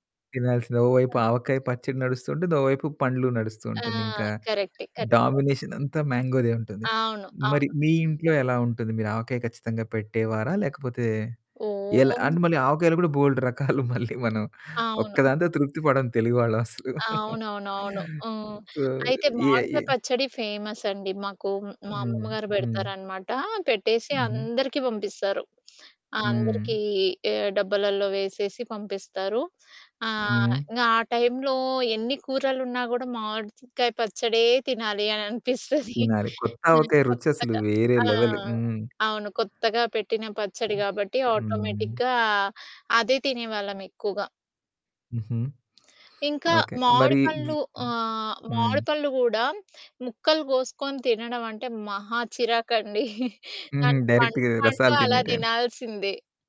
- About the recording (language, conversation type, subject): Telugu, podcast, ఋతువులనుబట్టి మారే వంటకాలు, ఆచారాల గురించి మీ అనుభవం ఏమిటి?
- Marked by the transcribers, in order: other background noise; laughing while speaking: "రకాలు మళ్ళీ మనం"; giggle; in English: "సో"; in English: "ఫేమస్"; laughing while speaking: "అని అనిపిస్తది"; in English: "లెవెల్"; in English: "ఆటోమేటిక్‌గా"; sniff; chuckle; in English: "డైరెక్ట్‌గా"